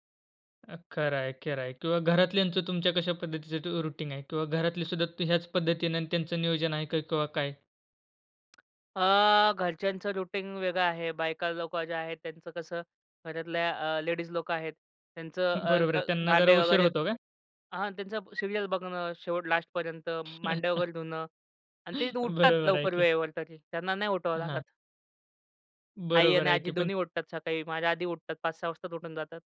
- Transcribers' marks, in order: in English: "रुटीन"; in English: "रूटीन"; in English: "सीरियल"; other background noise; chuckle; tapping
- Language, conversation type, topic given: Marathi, podcast, झोपण्यापूर्वी तुमची छोटीशी दिनचर्या काय असते?